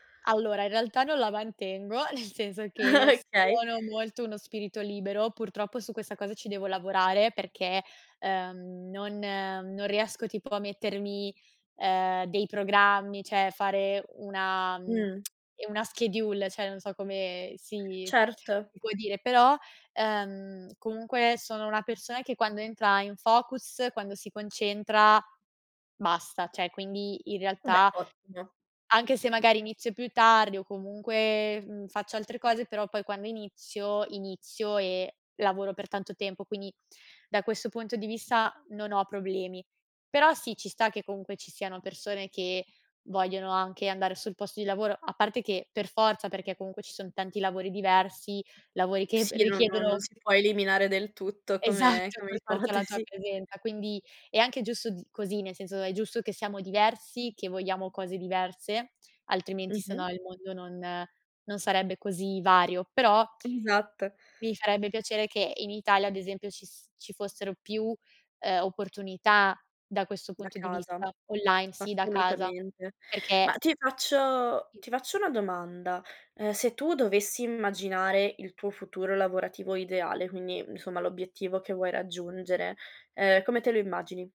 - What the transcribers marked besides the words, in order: laughing while speaking: "nel senso"; chuckle; laughing while speaking: "Okay"; "cioè" said as "ceh"; tsk; in English: "schedule"; "cioè" said as "ceh"; tapping; "cioè" said as "ceh"; other background noise; laughing while speaking: "Esatto"; laughing while speaking: "ipotesi"
- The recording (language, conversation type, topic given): Italian, podcast, Che cosa ti ha spinto a reinventarti professionalmente?